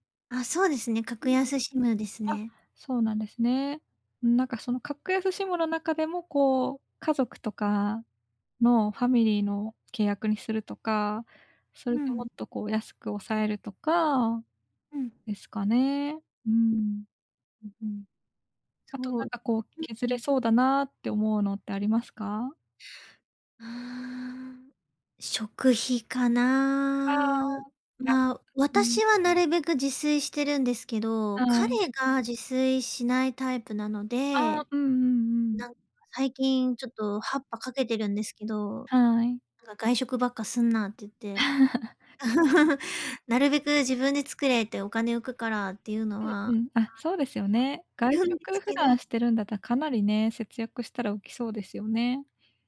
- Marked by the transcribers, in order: unintelligible speech; unintelligible speech; chuckle; laughing while speaking: "一応言うんですけど"
- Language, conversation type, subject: Japanese, advice, パートナーとお金の話をどう始めればよいですか？